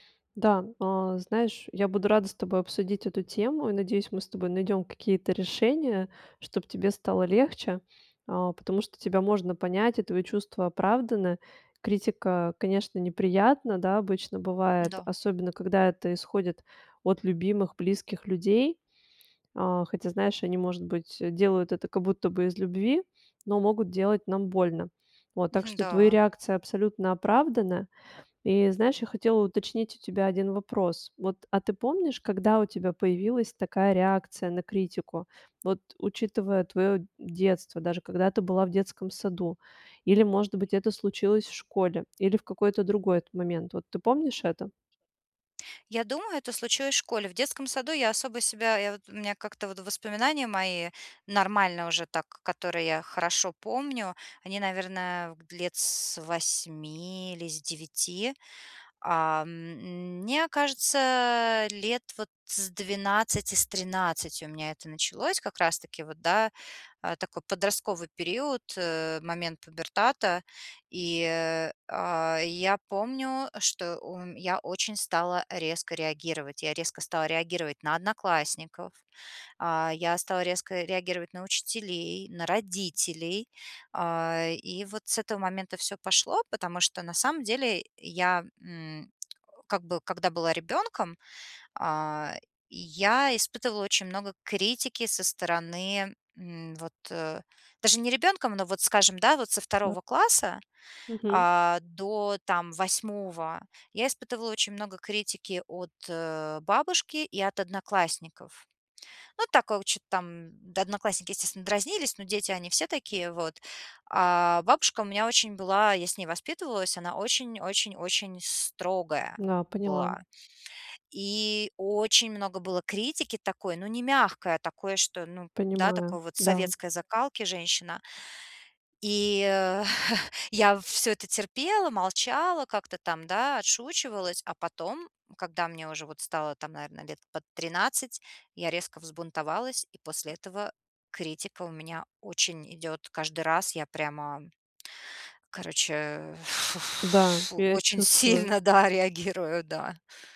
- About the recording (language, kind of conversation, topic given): Russian, advice, Как мне оставаться уверенным, когда люди критикуют мою работу или решения?
- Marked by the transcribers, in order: tapping; chuckle; exhale